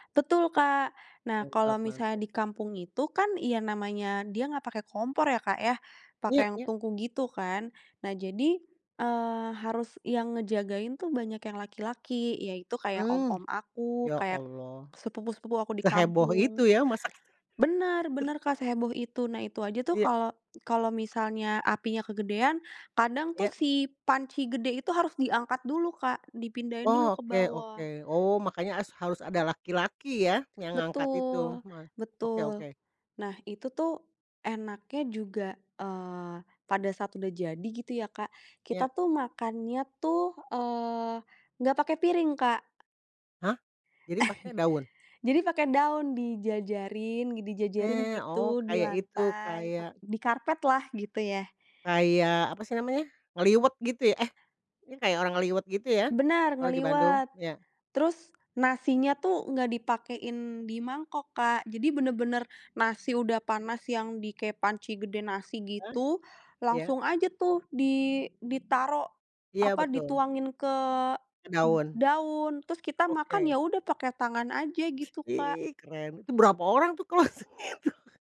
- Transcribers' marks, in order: other background noise; tapping; throat clearing; other street noise; laughing while speaking: "closing itu?"; laugh
- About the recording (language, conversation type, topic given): Indonesian, podcast, Bagaimana keluarga kalian menjaga dan mewariskan resep masakan turun-temurun?